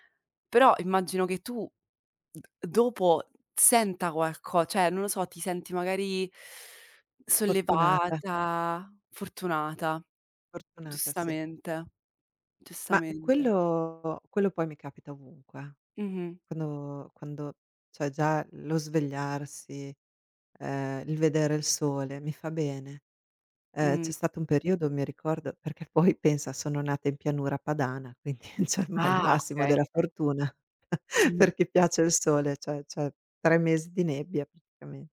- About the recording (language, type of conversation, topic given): Italian, unstructured, Qual è un momento in cui ti sei sentito davvero felice?
- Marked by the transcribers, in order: "cioè" said as "ceh"; inhale; laughing while speaking: "quindi cioè me"; chuckle; other background noise